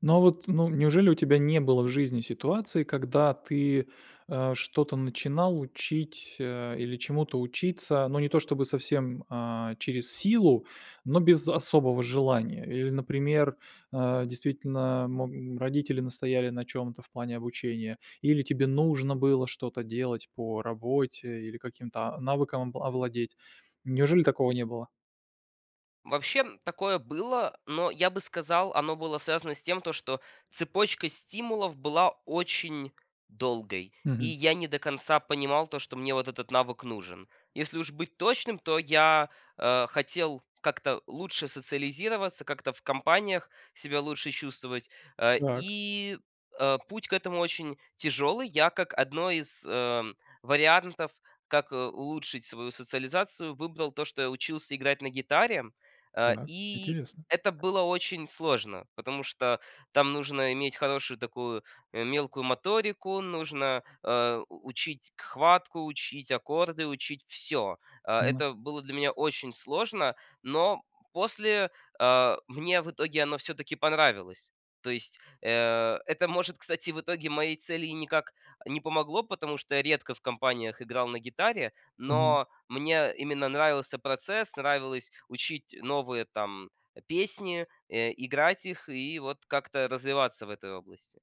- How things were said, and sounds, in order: tapping
- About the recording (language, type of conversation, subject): Russian, podcast, Как научиться учиться тому, что совсем не хочется?